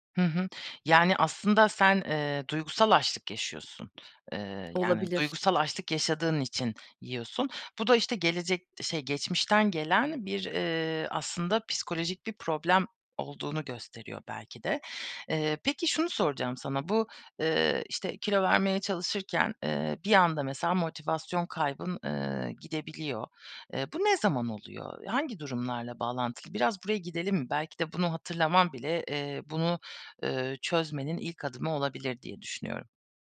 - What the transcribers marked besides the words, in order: other background noise
- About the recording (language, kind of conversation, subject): Turkish, advice, Kilo vermeye çalışırken neden sürekli motivasyon kaybı yaşıyorum?